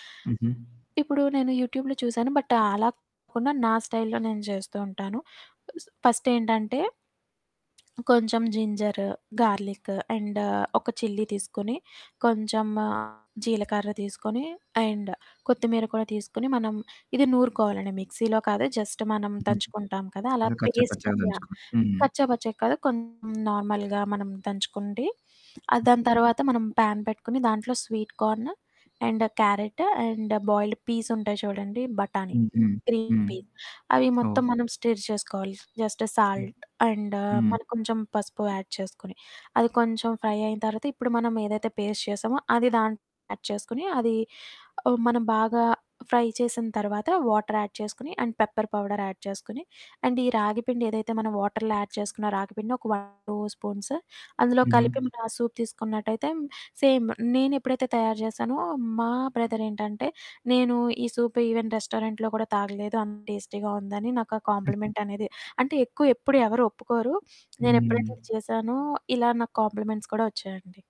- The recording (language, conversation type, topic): Telugu, podcast, సీజన్లు మారుతున్నప్పుడు మన ఆహార అలవాట్లు ఎలా మారుతాయి?
- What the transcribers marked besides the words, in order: static; in English: "యూట్యూబ్‌లో"; in English: "బట్"; distorted speech; in English: "స్టైల్‌లో"; in English: "గార్లిక్, అండ్"; in English: "చిల్లి"; other background noise; in English: "అండ్"; in English: "మిక్సీలో"; in English: "జస్ట్"; in English: "పేస్ట్"; in English: "నార్మల్‌గా"; in English: "ప్యాన్"; in English: "స్వీట్ కార్న్, అండ్ క్యారెట్, అండ్ బాయిల్డ్"; in English: "గ్రీన్ పీస్"; in English: "స్టిర్"; in English: "జస్ట్ సాల్ట్"; in English: "యాడ్"; in English: "ఫ్రై"; in English: "పేస్ట్"; in English: "యాడ్"; in English: "ఫ్రై"; in English: "వాటర్ యాడ్"; in English: "అండ్ పెప్పర్ పౌడర్ యాడ్"; in English: "అండ్"; in English: "వాటర్‌లో యాడ్"; in English: "వన్, టూ స్పూన్స్"; in English: "సూప్"; in English: "సేమ్"; in English: "బ్రదర్"; in English: "సూప్ ఈవెన్ రెస్టారెంట్‌లో"; in English: "టేస్టీగా"; sniff; in English: "కాంప్లిమెంట్స్"